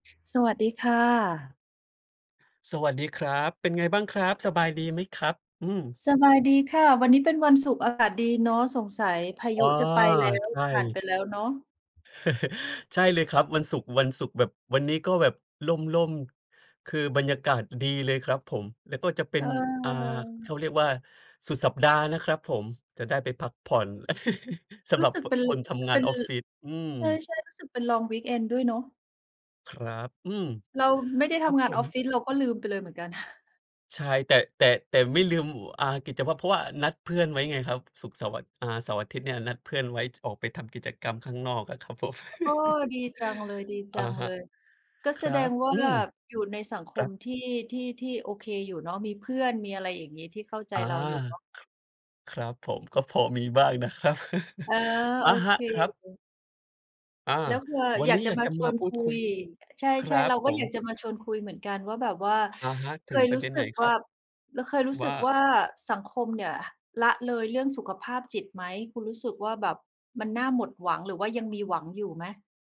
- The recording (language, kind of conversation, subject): Thai, unstructured, คุณเคยรู้สึกหมดหวังกับวิธีที่สังคมจัดการเรื่องสุขภาพจิตไหม?
- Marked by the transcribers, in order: tapping; other background noise; chuckle; in English: "ลองวีกเอนด์"; chuckle; chuckle